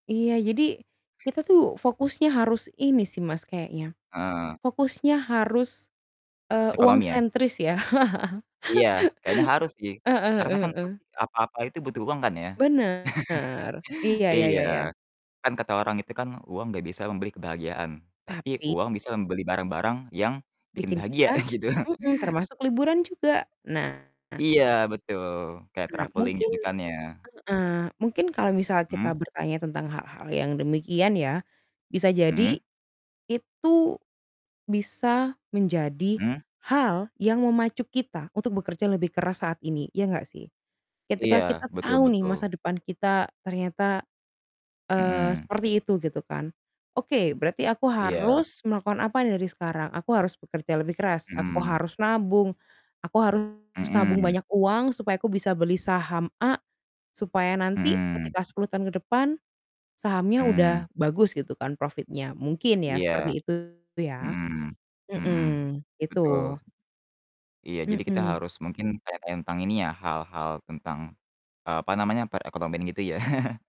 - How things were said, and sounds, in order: chuckle; distorted speech; chuckle; laughing while speaking: "gitu"; in English: "traveling"; other background noise; chuckle
- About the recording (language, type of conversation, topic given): Indonesian, unstructured, Kalau kamu bisa berbicara dengan dirimu di masa depan, apa yang ingin kamu tanyakan?